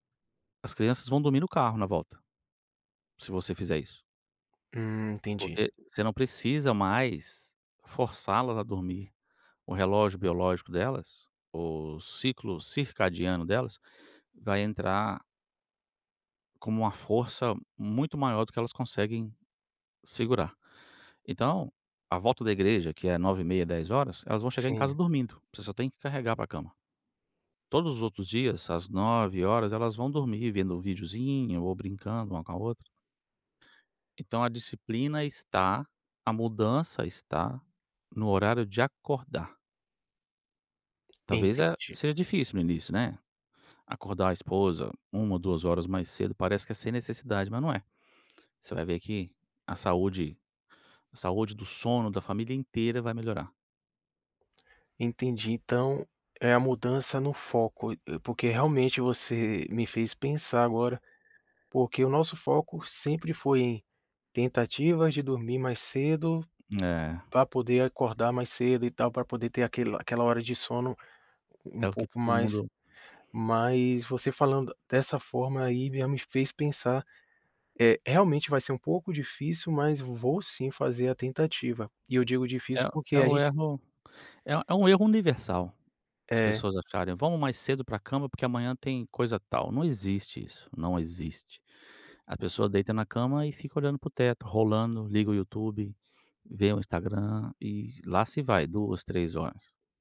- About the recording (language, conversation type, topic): Portuguese, advice, Como posso manter um horário de sono regular?
- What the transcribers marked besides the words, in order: tapping